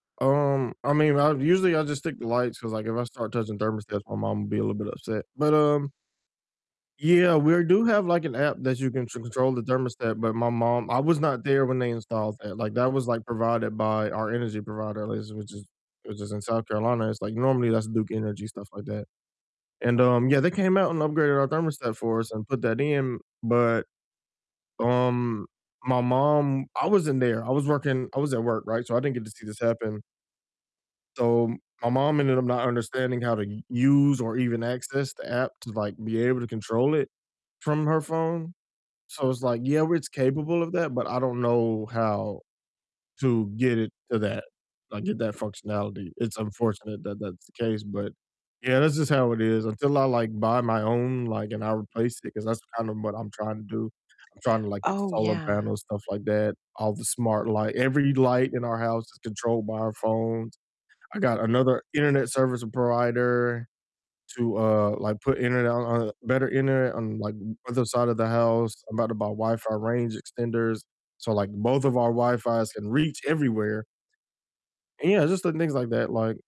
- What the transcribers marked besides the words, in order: distorted speech
- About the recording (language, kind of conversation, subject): English, unstructured, What tiny tech upgrade has felt like a big win for you?